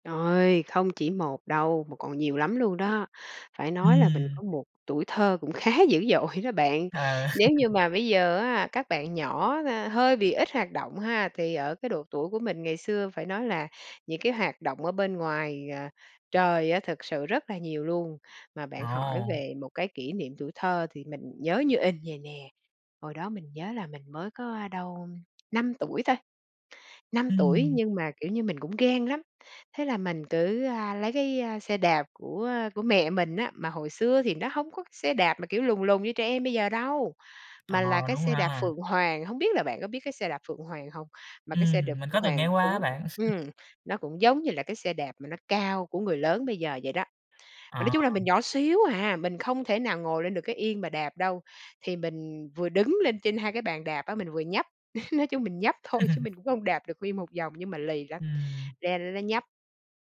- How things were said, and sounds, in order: tapping; laughing while speaking: "khá dữ dội đó bạn"; laugh; laugh; laugh; laugh
- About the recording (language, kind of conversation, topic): Vietnamese, podcast, Bạn có thể kể cho mình nghe về một kỷ niệm tuổi thơ đáng nhớ không?